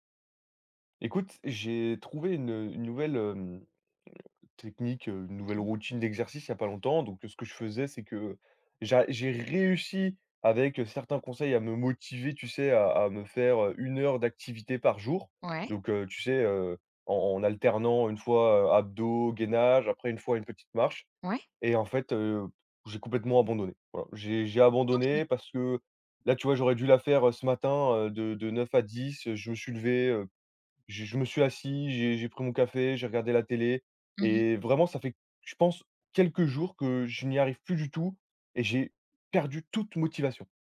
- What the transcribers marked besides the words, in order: unintelligible speech; stressed: "réussi"
- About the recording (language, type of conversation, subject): French, advice, Pourquoi est-ce que j’abandonne une nouvelle routine d’exercice au bout de quelques jours ?